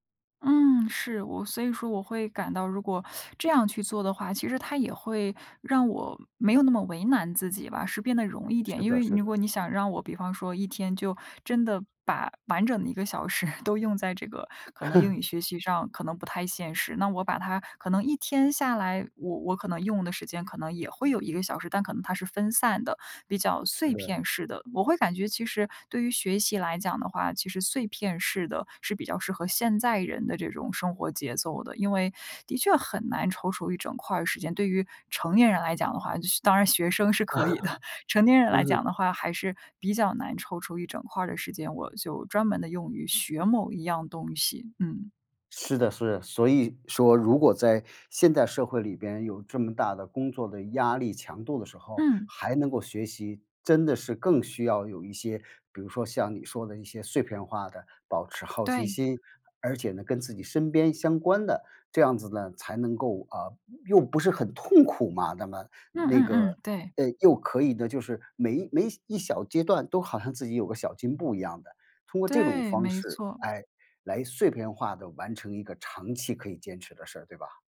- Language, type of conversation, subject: Chinese, podcast, 你觉得让你坚持下去的最大动力是什么？
- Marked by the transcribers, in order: teeth sucking; laughing while speaking: "时"; chuckle; other background noise; chuckle; laughing while speaking: "的"